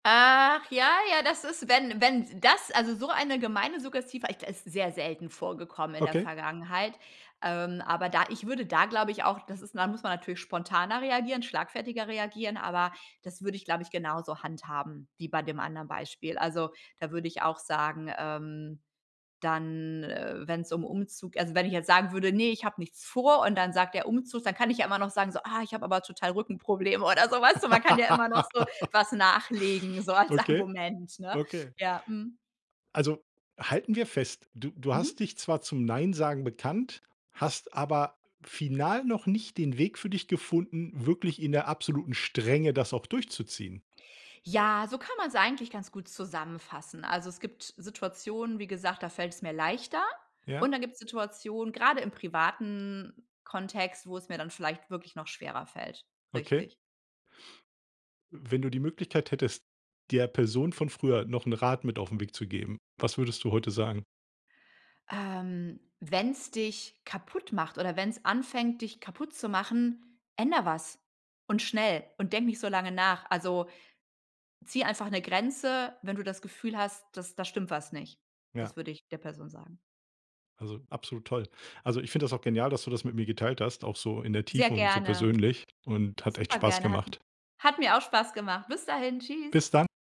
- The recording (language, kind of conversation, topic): German, podcast, Was hat dich gelehrt, Nein zu sagen?
- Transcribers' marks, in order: drawn out: "Ach"; other background noise; laugh; joyful: "oder so, weißt du?"; laughing while speaking: "als Argument"